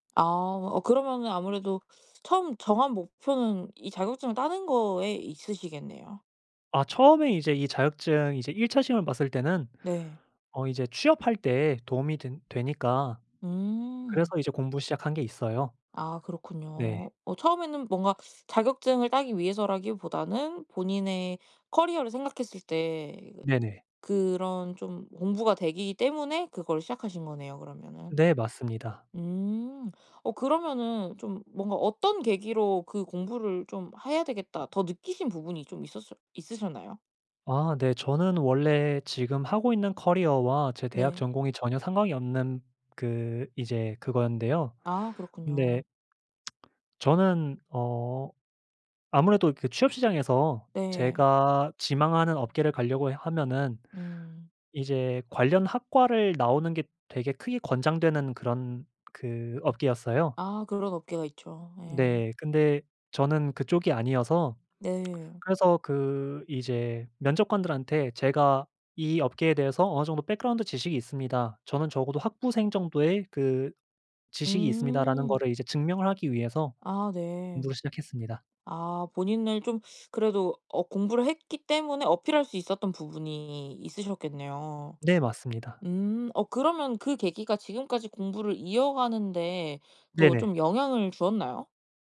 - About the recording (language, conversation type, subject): Korean, podcast, 공부 동기를 어떻게 찾으셨나요?
- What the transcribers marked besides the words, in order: other background noise; tsk; lip smack; in English: "백그라운드"